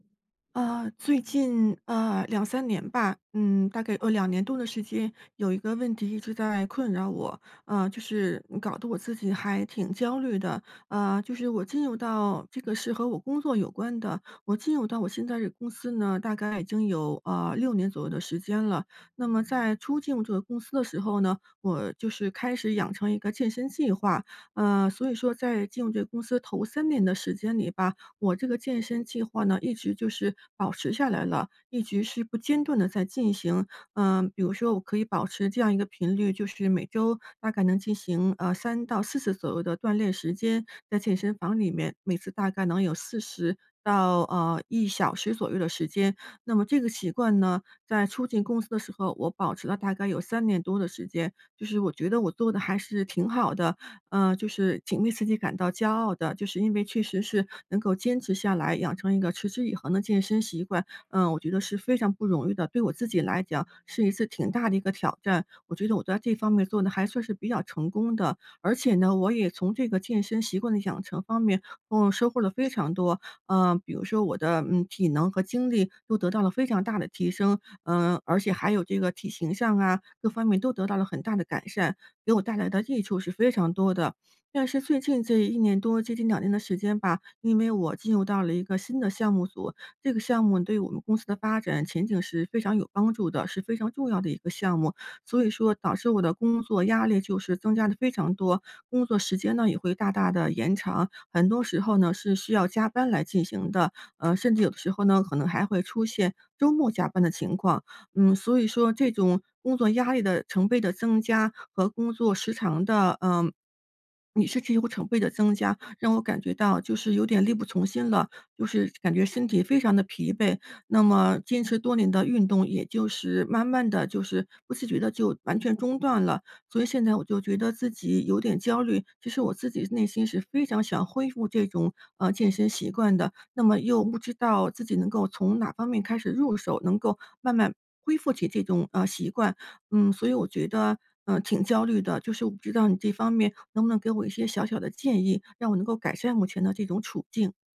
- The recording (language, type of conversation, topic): Chinese, advice, 你因为工作太忙而完全停掉运动了吗？
- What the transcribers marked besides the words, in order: swallow